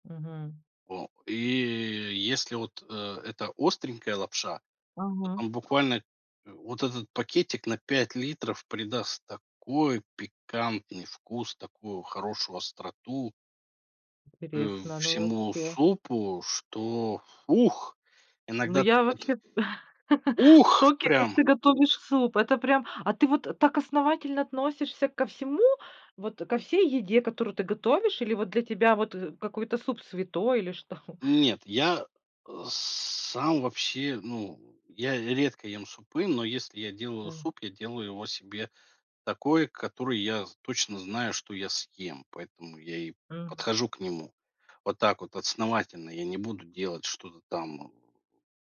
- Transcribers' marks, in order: joyful: "Ух"; chuckle; other background noise; joyful: "Ух"; chuckle
- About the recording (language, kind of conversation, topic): Russian, podcast, Что самое важное нужно учитывать при приготовлении супов?